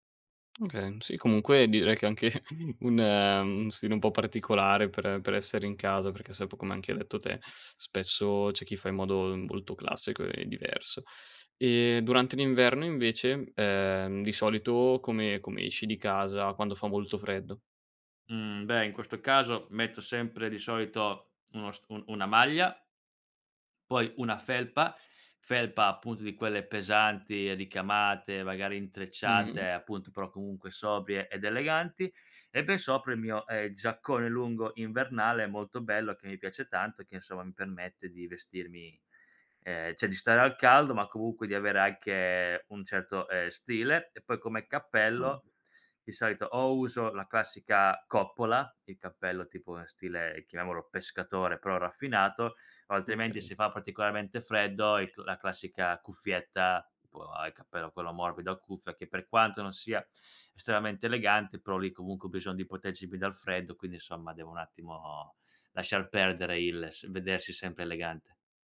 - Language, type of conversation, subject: Italian, podcast, Come è cambiato il tuo stile nel tempo?
- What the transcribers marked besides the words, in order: tapping; laughing while speaking: "anche"; "cioè" said as "ceh"; other background noise; "proteggermi" said as "poteggimi"